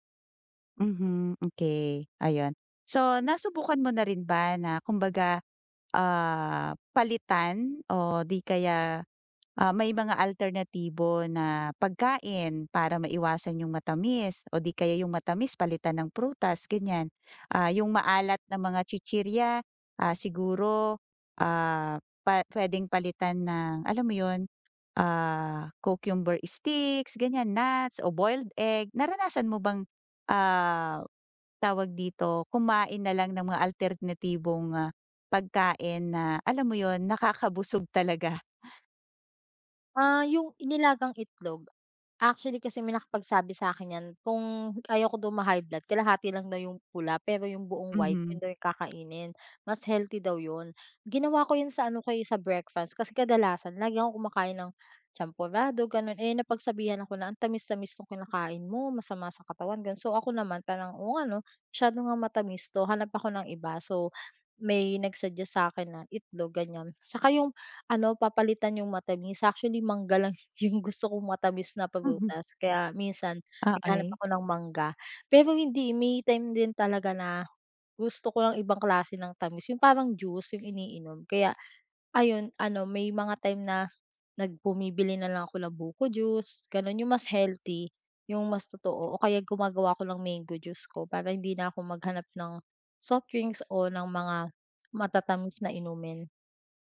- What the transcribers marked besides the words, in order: tapping; other background noise; laughing while speaking: "lang"
- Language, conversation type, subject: Filipino, advice, Paano ako makakahanap ng mga simpleng paraan araw-araw para makayanan ang pagnanasa?